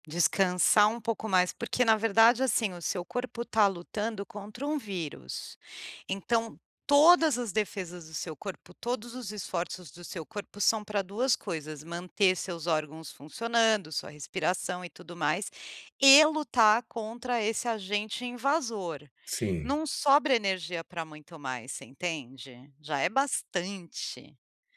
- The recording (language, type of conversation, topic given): Portuguese, advice, Como posso seguir em frente após contratempos e perdas?
- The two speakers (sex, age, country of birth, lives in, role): female, 45-49, Brazil, United States, advisor; male, 40-44, Brazil, Portugal, user
- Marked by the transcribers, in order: tapping